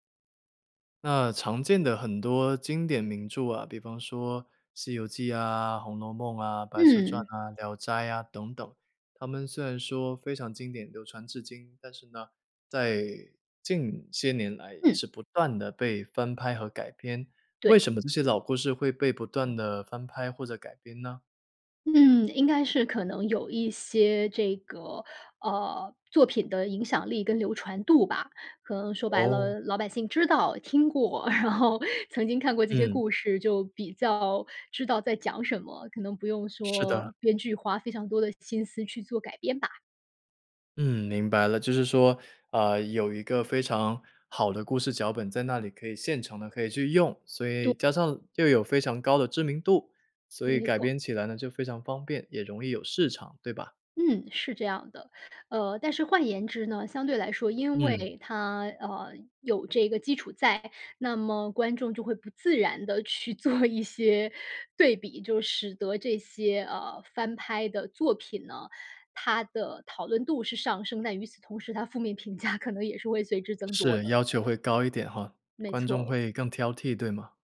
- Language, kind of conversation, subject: Chinese, podcast, 为什么老故事总会被一再翻拍和改编？
- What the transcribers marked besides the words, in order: chuckle; laughing while speaking: "然后"; other background noise; laughing while speaking: "做一些"; laughing while speaking: "价可能也是会"